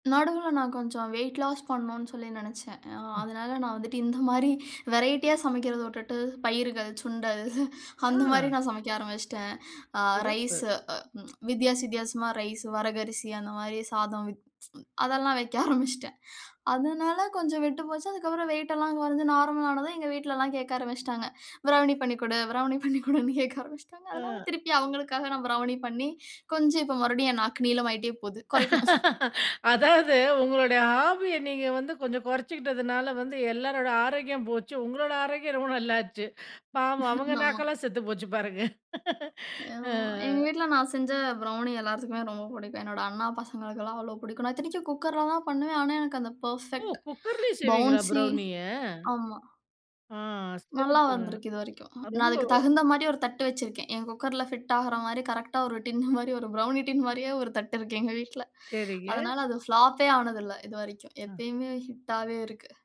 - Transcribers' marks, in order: laughing while speaking: "சுண்டல்"; in English: "ரைஸு"; in English: "ரைஸு"; laughing while speaking: "பிரௌனி பண்ணி குடு, பிரௌனி பண்ணி குடுன்னு கேக்க ஆரம்பிச்சுட்டாங்க"; laugh; other background noise; laughing while speaking: "ஆமா"; laugh; in English: "பெர்ஃபெக்ட், பவுன்சி"; in English: "ஃபிட்"; in English: "பிளாப்பே"; in English: "ஹிட்டாவே"
- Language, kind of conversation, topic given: Tamil, podcast, சமையல் அல்லது அடுப்பில் சுட்டுப் பொரியல் செய்வதை மீண்டும் ஒரு பொழுதுபோக்காகத் தொடங்க வேண்டும் என்று உங்களுக்கு எப்படி எண்ணம் வந்தது?